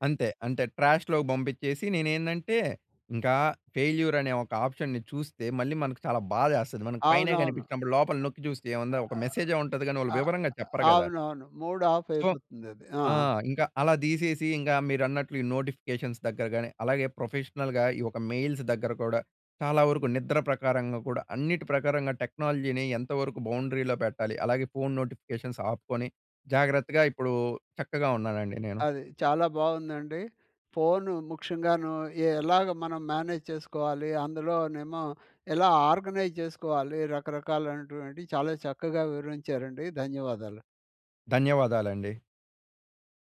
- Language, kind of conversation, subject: Telugu, podcast, ఫోన్ నోటిఫికేషన్లను మీరు ఎలా నిర్వహిస్తారు?
- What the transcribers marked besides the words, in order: in English: "ట్రాష్‌లోకి"; in English: "ఫెయిల్యూర్"; in English: "ఆప్షన్‌ని"; in English: "మెసేజ్"; other noise; in English: "మూడ్ ఆఫ్"; in English: "సో"; in English: "నోటిఫికేషన్స్"; in English: "ప్రొఫెషనల్‌గా"; in English: "మెయిల్స్"; in English: "టెక్నాలజీని"; in English: "బౌండరీలో"; in English: "ఫోన్ నోటిఫికేషన్స్"; in English: "మేనేజ్"; in English: "ఆర్గనైజ్"